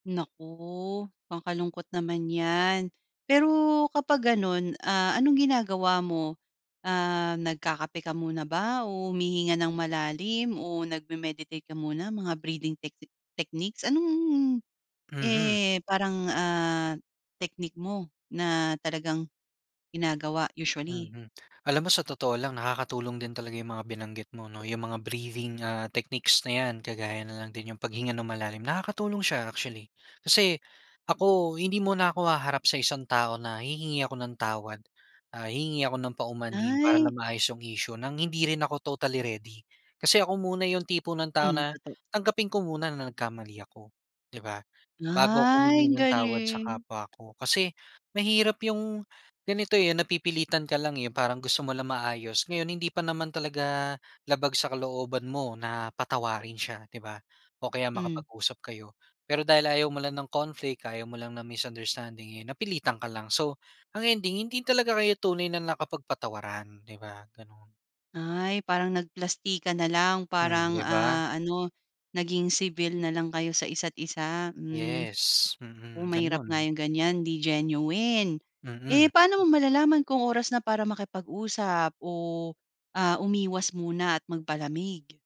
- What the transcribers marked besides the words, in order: in English: "nagme-meditate"; in English: "breathing techsi techniques?"; in English: "technique"; tongue click; in English: "breathing, ah, techniques"; other noise
- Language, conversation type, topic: Filipino, podcast, Paano mo hinaharap ang hindi pagkakaintindihan?